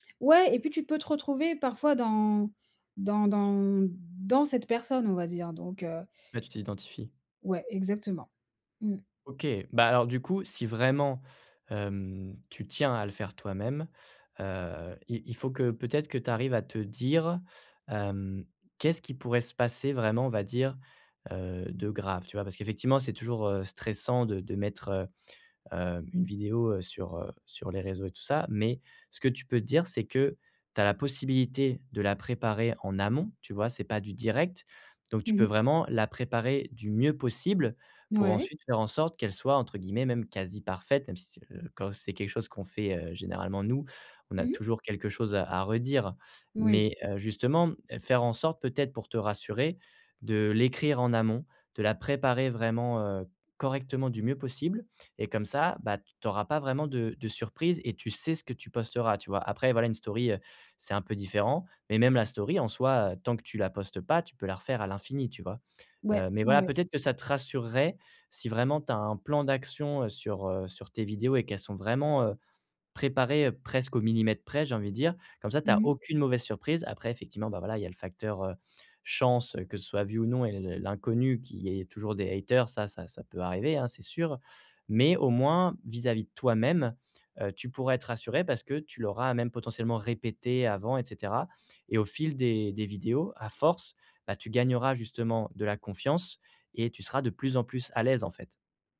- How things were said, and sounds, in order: stressed: "vraiment"; stressed: "sais"; in English: "story"; in English: "story"; in English: "haters"; stressed: "à force"
- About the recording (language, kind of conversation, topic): French, advice, Comment gagner confiance en soi lorsque je dois prendre la parole devant un groupe ?